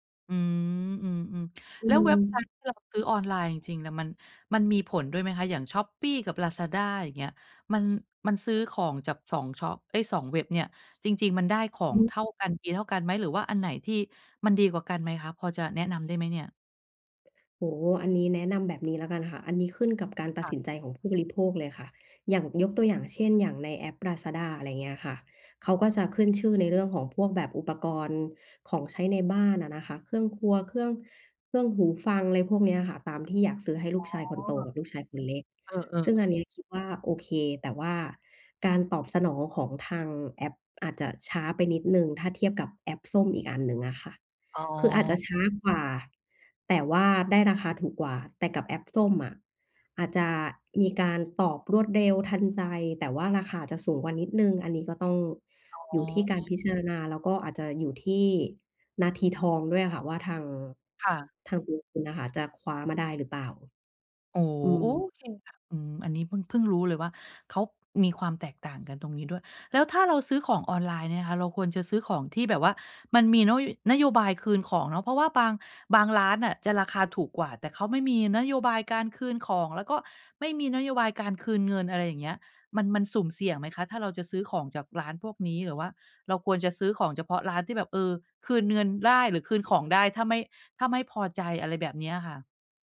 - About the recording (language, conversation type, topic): Thai, advice, จะช็อปปิ้งให้คุ้มค่าและไม่เสียเงินเปล่าได้อย่างไร?
- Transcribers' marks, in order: other background noise